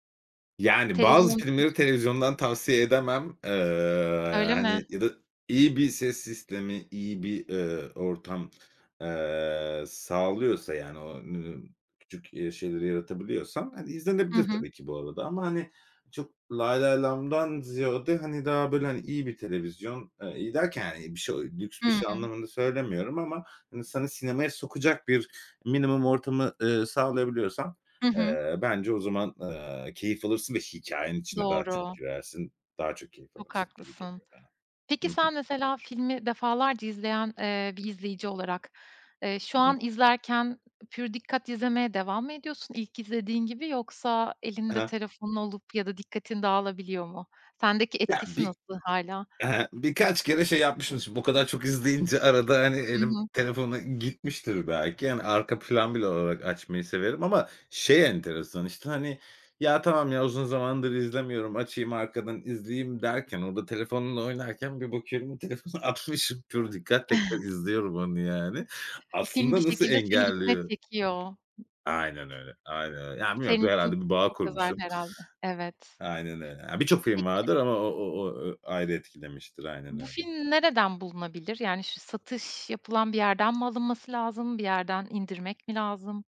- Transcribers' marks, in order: "ziyade" said as "ziyode"; tapping; other background noise; laughing while speaking: "telefonu atmışım"; chuckle
- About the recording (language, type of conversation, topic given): Turkish, podcast, Hayatına dokunan bir sahneyi ya da repliği paylaşır mısın?
- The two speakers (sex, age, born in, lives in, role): female, 35-39, Turkey, Estonia, host; male, 35-39, Turkey, Spain, guest